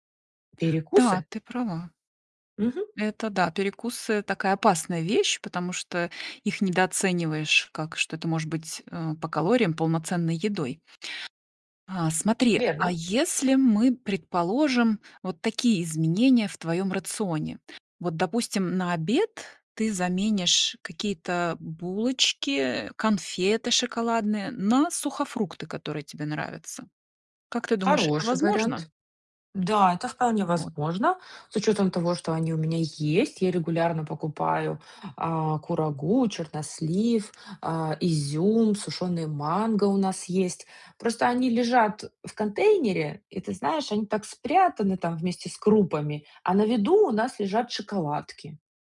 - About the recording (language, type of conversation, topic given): Russian, advice, Как вы переживаете из-за своего веса и чего именно боитесь при мысли об изменениях в рационе?
- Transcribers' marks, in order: none